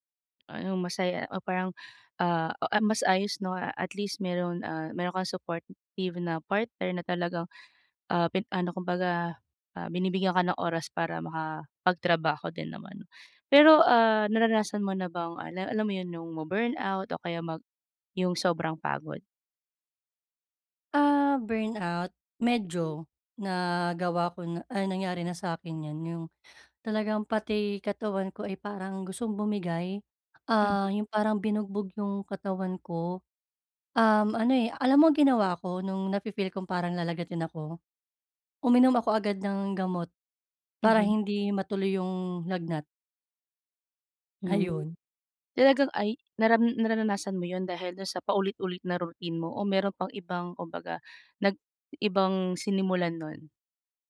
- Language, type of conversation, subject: Filipino, advice, Paano ko mababalanse ang trabaho at oras ng pahinga?
- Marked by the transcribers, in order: none